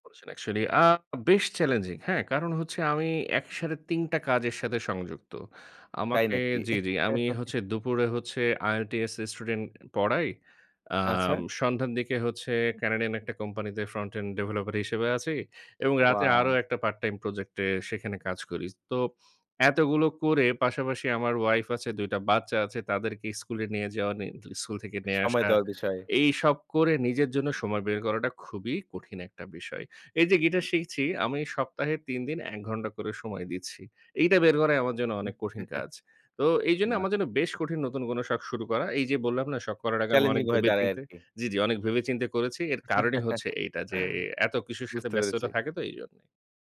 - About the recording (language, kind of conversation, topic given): Bengali, podcast, নতুন কোনো শখ শুরু করতে চাইলে তুমি সাধারণত কোথা থেকে শুরু করো?
- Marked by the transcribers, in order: in English: "actually"; chuckle; other background noise; chuckle; chuckle; "পেরেছি" said as "পেরেচি"; "কিছুর" said as "কিসুর"; "ব্যস্ততা" said as "বাস্তটা"